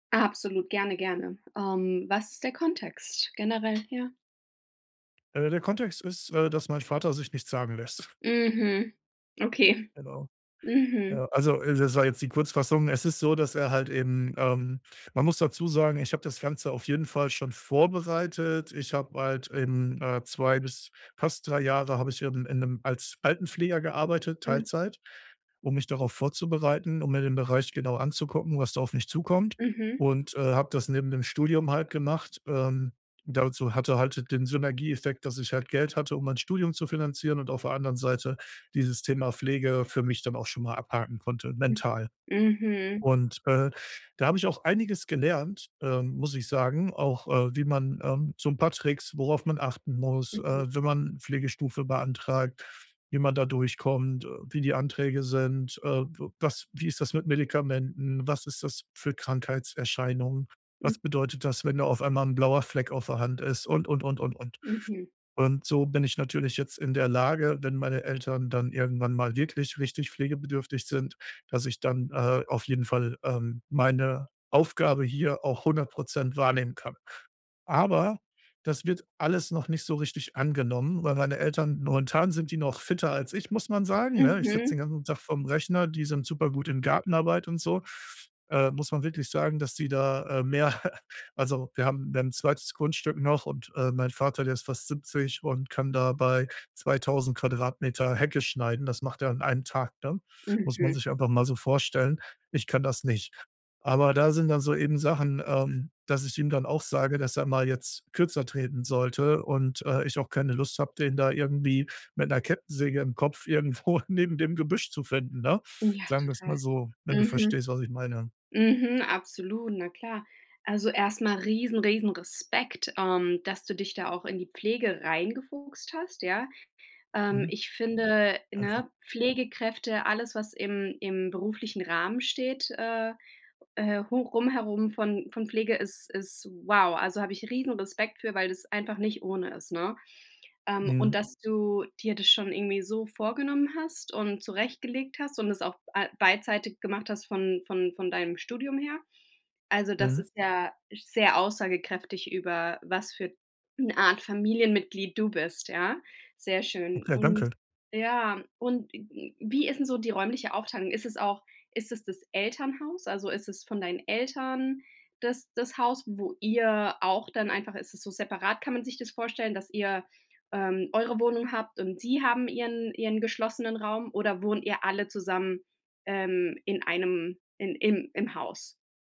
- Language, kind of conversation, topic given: German, advice, Wie kann ich trotz anhaltender Spannungen die Beziehungen in meiner Familie pflegen?
- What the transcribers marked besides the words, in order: other noise; laughing while speaking: "mehr"; laughing while speaking: "irgendwo"